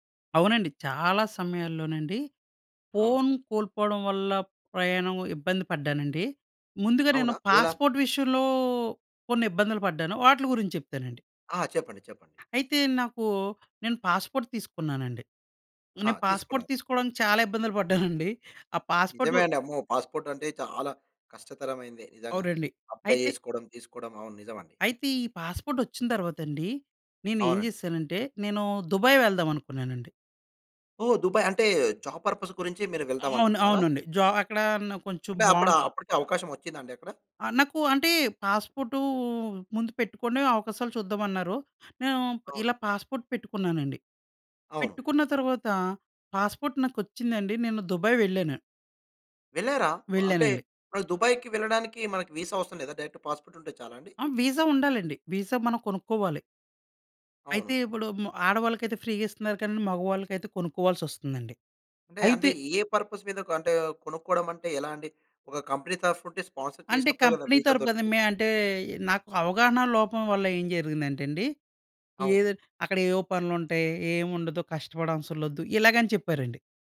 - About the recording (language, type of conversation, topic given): Telugu, podcast, పాస్‌పోర్టు లేదా ఫోన్ కోల్పోవడం వల్ల మీ ప్రయాణం ఎలా మారింది?
- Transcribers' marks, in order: in English: "పాస్‌పోర్ట్"; drawn out: "విషయంలో"; in English: "పాస్‌పోర్ట్"; in English: "పాస్‌పోర్ట్"; chuckle; in English: "పాస్‌పోర్ట్"; in English: "అప్లై"; in English: "జాబ్ పర్పస్"; in English: "బాండ్"; in English: "పాస్‌పోర్ట్"; in English: "పాస్‌పోర్ట్"; in English: "వీసా"; in English: "డైరెక్ట్ పాస్‌పోర్ట్"; in English: "విసా"; in English: "విసా"; in English: "ఫ్రీ‌గా"; in English: "పర్పస్"; in English: "కంపెనీ"; in English: "స్పాన్సర్"; in English: "కంపెనీ"; in English: "విసా"